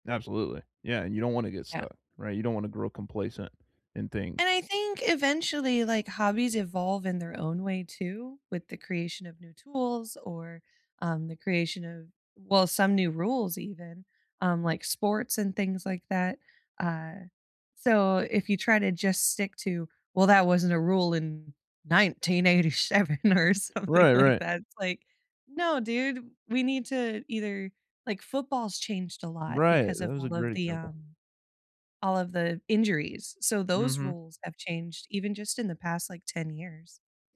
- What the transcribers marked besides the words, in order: put-on voice: "nineteen eighty seven"; laughing while speaking: "or something like that"
- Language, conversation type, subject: English, unstructured, Why do some people get angry when others don’t follow the rules of their hobby?